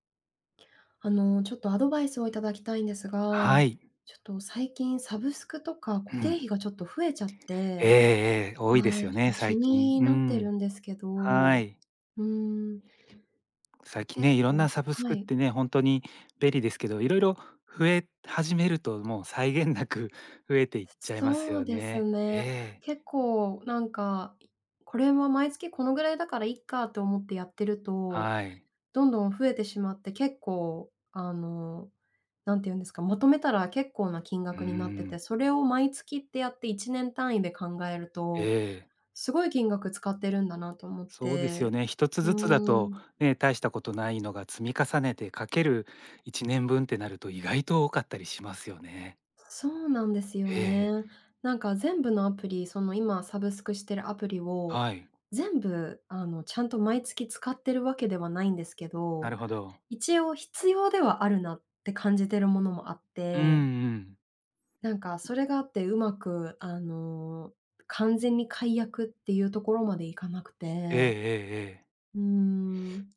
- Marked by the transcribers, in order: laughing while speaking: "際限なく"; tapping; other background noise
- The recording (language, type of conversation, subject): Japanese, advice, サブスクや固定費が増えすぎて解約できないのですが、どうすれば減らせますか？